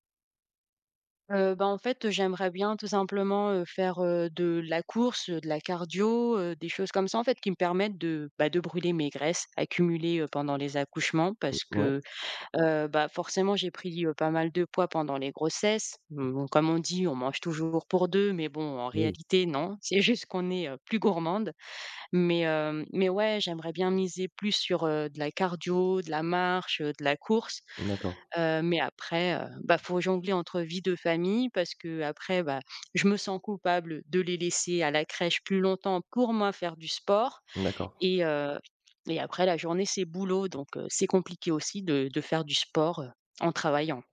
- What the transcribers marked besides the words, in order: laughing while speaking: "C'est juste"
- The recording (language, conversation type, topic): French, advice, Comment puis-je trouver un équilibre entre le sport et la vie de famille ?